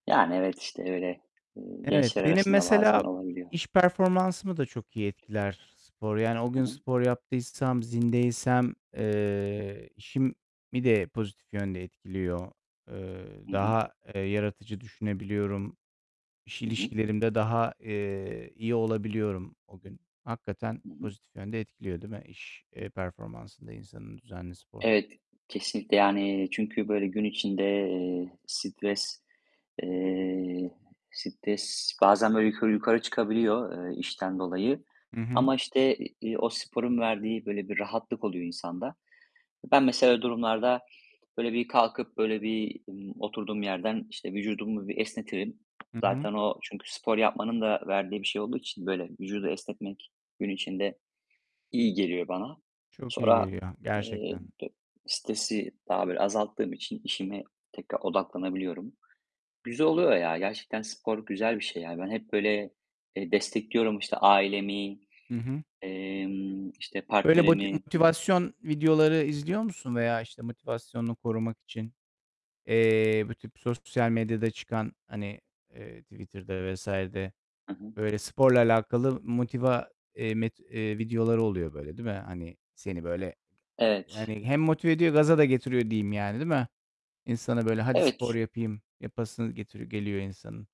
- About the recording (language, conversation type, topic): Turkish, unstructured, Düzenli spor yapmanın günlük hayat üzerindeki etkileri nelerdir?
- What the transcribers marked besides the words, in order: tapping; distorted speech; static; other noise